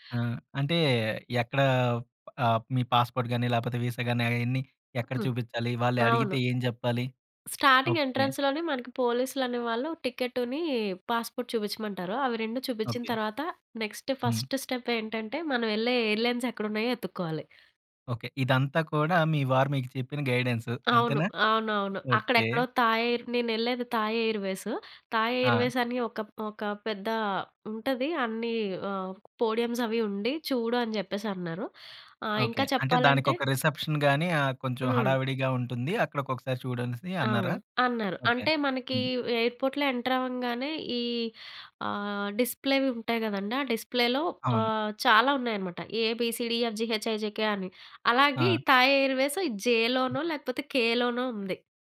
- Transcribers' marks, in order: in English: "పాస్‌పోర్ట్"; in English: "వీస"; in English: "స్టార్టింగ్ ఎంట్రన్స్‌లోనే"; in English: "పాస్‌పోర్ట్"; in English: "నెక్స్ట్ ఫస్ట్ స్టెప్"; in English: "ఎయిర్‌లైన్స్"; in English: "ఎయిర్"; in English: "రిసెప్షన్"; in English: "ఎయిర్‌పోర్ట్‌లో"; in English: "డిస్‌ప్లేవి"; in English: "డిస్‌ప్లేలో"; in English: "ఏబిసిడిఇఎఫ్ఐజేకే"; in English: "జేలోనో"; other noise; in English: "కేలోనో"
- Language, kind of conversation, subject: Telugu, podcast, నువ్వు ఒంటరిగా చేసిన మొదటి ప్రయాణం గురించి చెప్పగలవా?